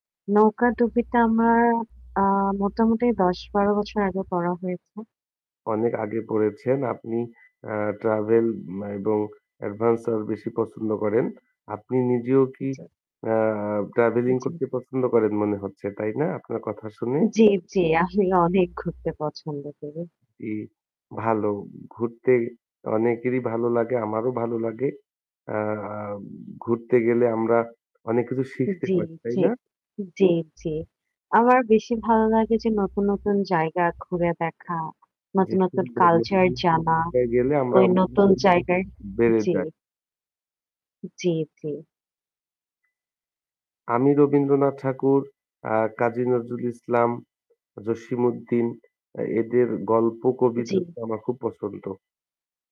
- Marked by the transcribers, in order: static; other background noise; in English: "এডভেঞ্চার"; other noise; tapping; unintelligible speech; unintelligible speech
- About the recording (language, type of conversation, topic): Bengali, unstructured, আপনি কোন ধরনের বই পড়তে সবচেয়ে বেশি পছন্দ করেন?